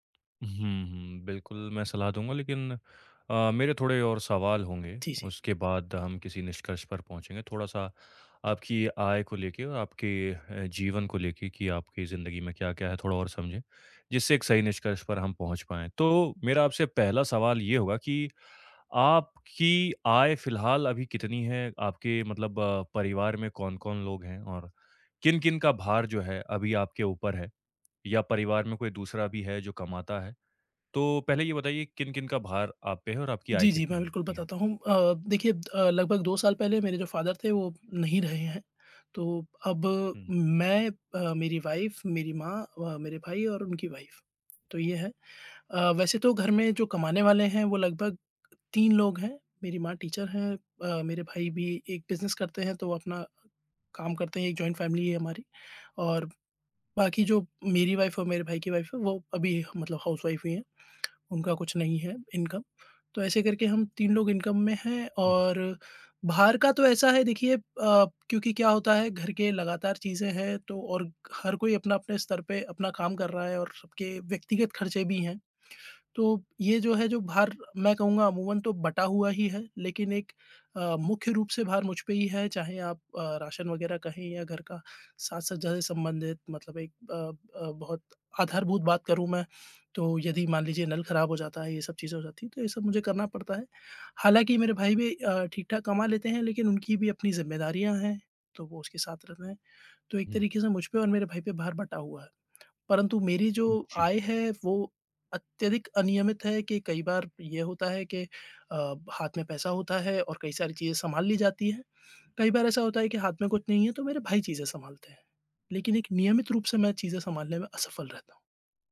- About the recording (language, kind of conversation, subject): Hindi, advice, आय में उतार-चढ़ाव आपके मासिक खर्चों को कैसे प्रभावित करता है?
- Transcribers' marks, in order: tapping; in English: "फादर"; in English: "वाइफ"; in English: "वाइफ"; in English: "टीचर"; in English: "बिज़नेस"; in English: "जॉइन्ट फैमिली"; in English: "वाइफ"; in English: "वाइफ"; in English: "हाउसवाइफ"; in English: "इनकम"; in English: "इनकम"; other noise